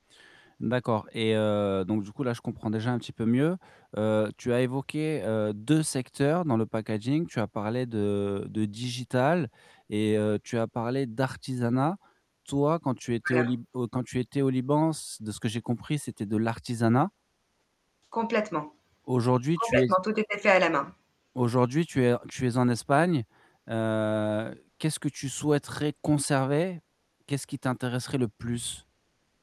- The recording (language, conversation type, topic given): French, advice, Quelles compétences devrais-je acquérir pour progresser professionnellement dans mon métier actuel ?
- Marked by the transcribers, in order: stressed: "deux"; stressed: "digital"; stressed: "d'artisanat"; unintelligible speech; static; other background noise